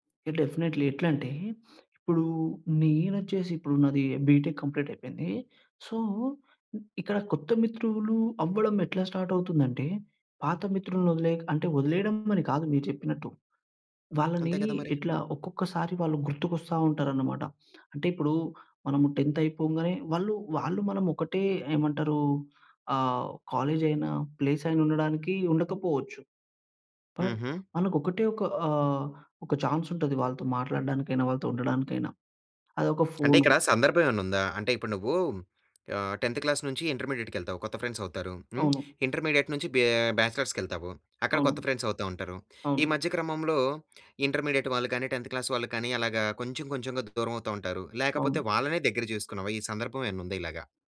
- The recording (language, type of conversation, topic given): Telugu, podcast, పాత స్నేహాలను నిలుపుకోవడానికి మీరు ఏమి చేస్తారు?
- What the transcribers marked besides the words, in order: in English: "డెఫినిట్లీ"; in English: "బీటెక్ కంప్లీట్"; in English: "సో"; in English: "స్టార్ట్"; in English: "టెంత్"; in English: "బట్"; in English: "టెన్త్ క్లాస్"; in English: "ఫ్రెండ్స్"; tapping; in English: "ఫ్రెండ్స్"; in English: "ఇంటర్మీడియేట్"; in English: "టెన్త్ క్లాస్"